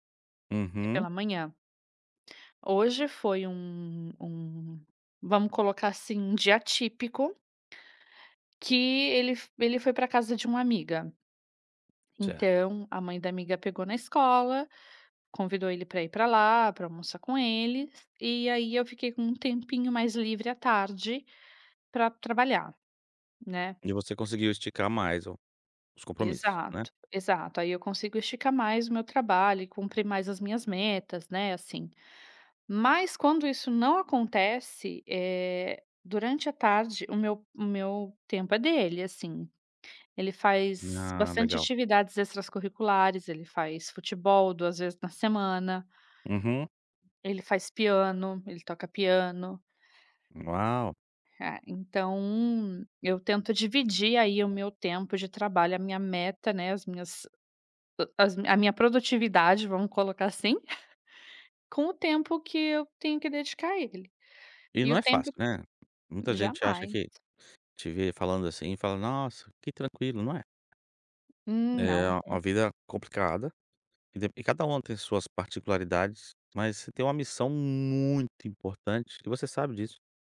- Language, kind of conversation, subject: Portuguese, podcast, Como você equilibra o trabalho e o tempo com os filhos?
- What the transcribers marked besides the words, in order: tapping; chuckle; other background noise; stressed: "muito"